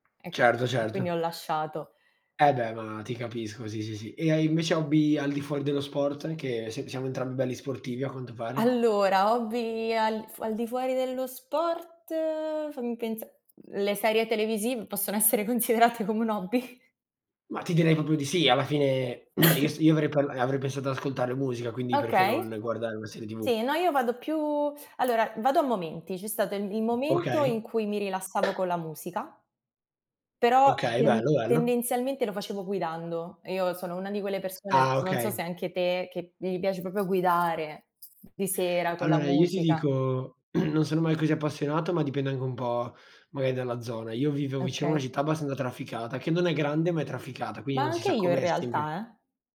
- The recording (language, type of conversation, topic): Italian, unstructured, Qual è il tuo hobby preferito e perché ti piace così tanto?
- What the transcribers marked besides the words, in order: tapping; laughing while speaking: "considerate come un hobby?"; "proprio" said as "propio"; cough; throat clearing; other background noise; "proprio" said as "propio"; throat clearing